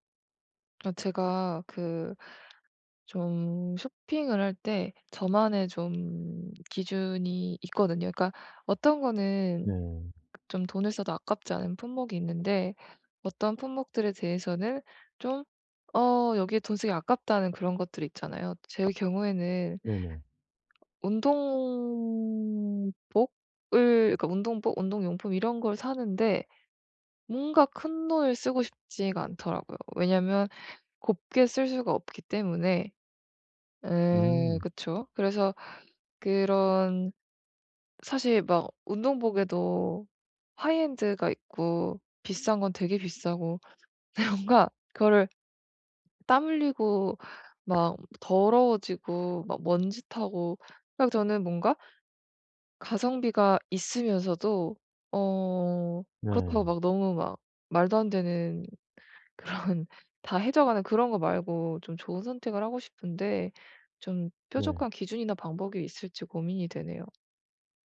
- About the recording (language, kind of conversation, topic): Korean, advice, 예산이 한정된 상황에서 어떻게 하면 좋은 선택을 할 수 있을까요?
- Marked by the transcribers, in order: tapping; other background noise; swallow; laughing while speaking: "근데"; laughing while speaking: "그런"